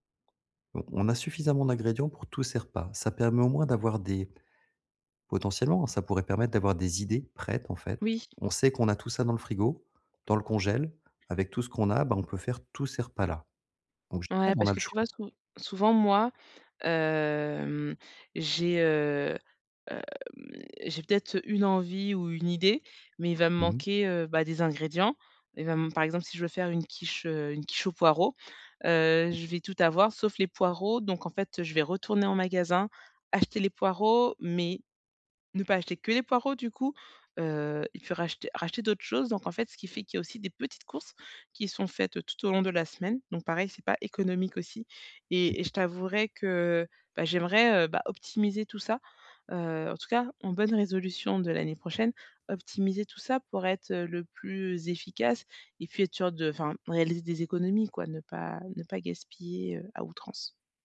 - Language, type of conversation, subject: French, advice, Comment planifier mes repas quand ma semaine est surchargée ?
- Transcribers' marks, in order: tapping; other background noise; drawn out: "hem"